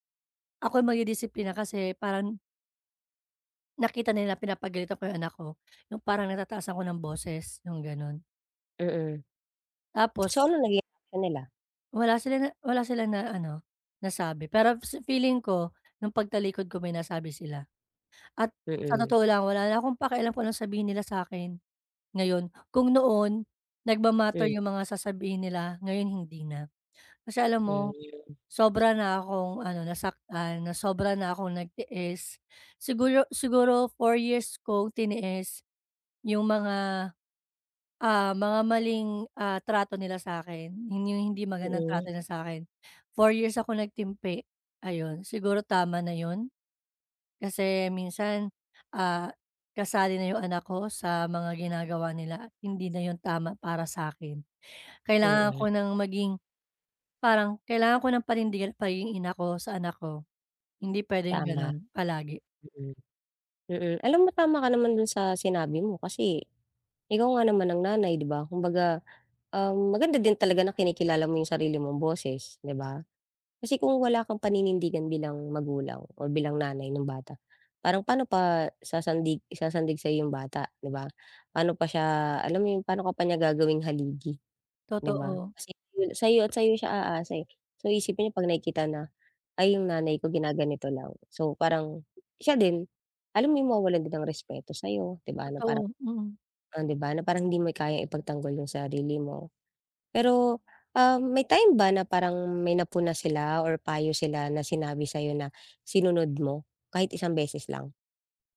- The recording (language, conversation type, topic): Filipino, advice, Paano ko malalaman kung mas dapat akong magtiwala sa sarili ko o sumunod sa payo ng iba?
- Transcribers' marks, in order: other background noise; tapping; "or" said as "ol"